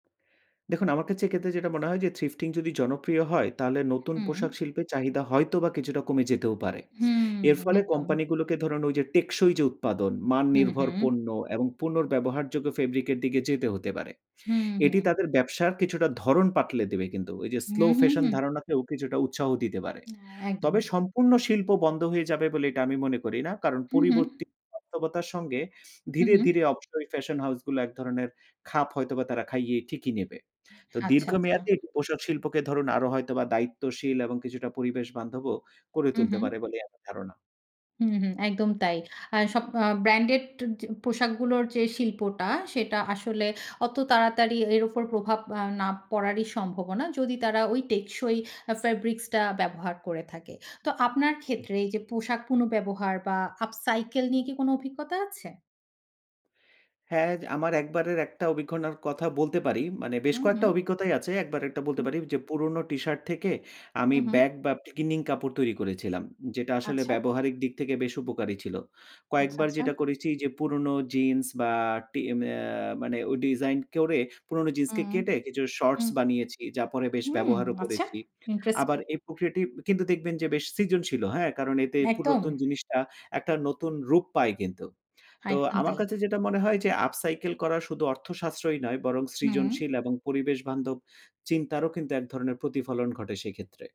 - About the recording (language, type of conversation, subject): Bengali, podcast, থ্রিফট বা সেকেন্ড‑হ্যান্ড কেনাকাটা সম্পর্কে আপনার মতামত কী?
- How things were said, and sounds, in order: in English: "thrifting"; "পাল্টে" said as "পাতলে"; in English: "slow fashion"; tapping; "অবশ্যই" said as "অবশই"; in English: "up cycle"; "অভিজ্ঞতার" said as "অভিজ্ঞনার"; in English: "up cycle"